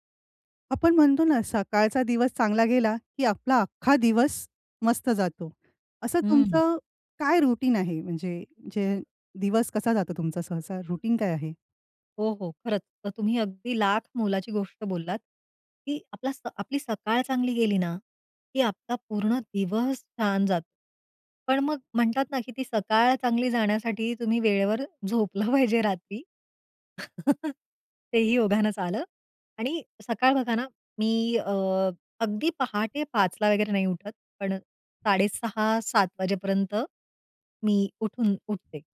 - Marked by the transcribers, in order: tapping; in English: "रुटीन"; in English: "रुटीन"; laughing while speaking: "झोपलं पाहिजे रात्री"; chuckle; other noise
- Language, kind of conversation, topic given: Marathi, podcast, सकाळी तुमची दिनचर्या कशी असते?